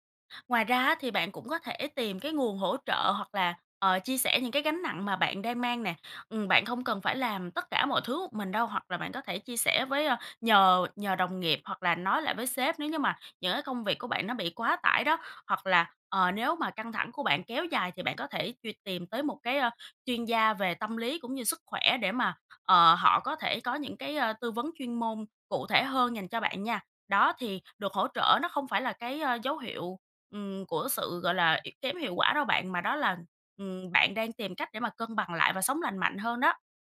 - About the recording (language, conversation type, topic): Vietnamese, advice, Bạn đang tự kỷ luật quá khắt khe đến mức bị kiệt sức như thế nào?
- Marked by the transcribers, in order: none